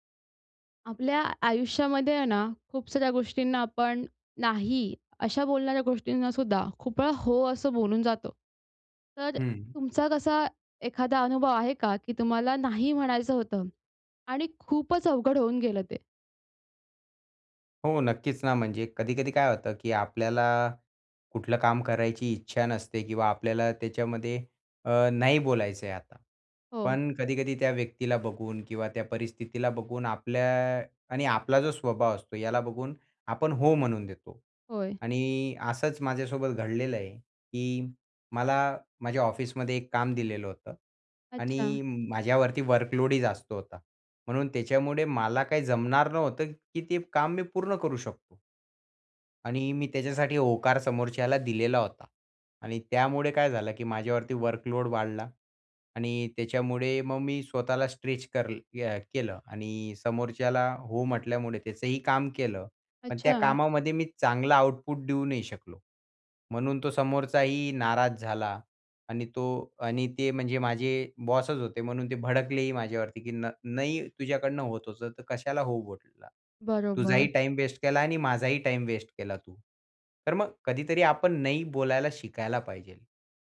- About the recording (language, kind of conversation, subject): Marathi, podcast, तुला ‘नाही’ म्हणायला कधी अवघड वाटतं?
- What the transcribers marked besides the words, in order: tapping; other noise; "पाहिजे" said as "पाहिजेल"